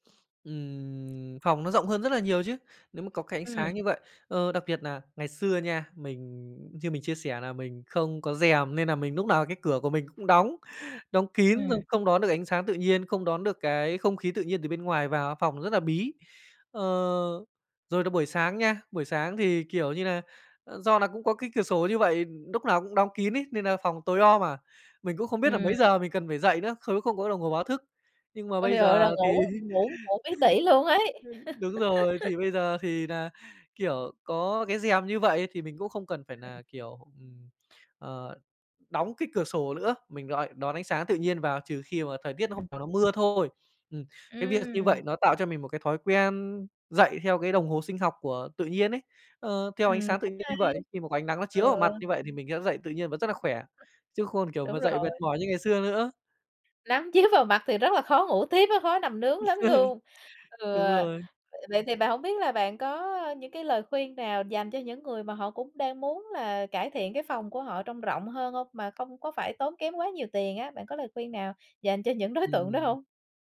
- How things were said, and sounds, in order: other background noise; tapping; laughing while speaking: "thì"; chuckle; laugh; "nữa" said as "lữa"; laughing while speaking: "chiếu vào"; laughing while speaking: "tiếp á"; chuckle; laughing while speaking: "đối tượng đó hông?"
- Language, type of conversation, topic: Vietnamese, podcast, Có cách đơn giản nào để làm căn phòng trông rộng hơn không?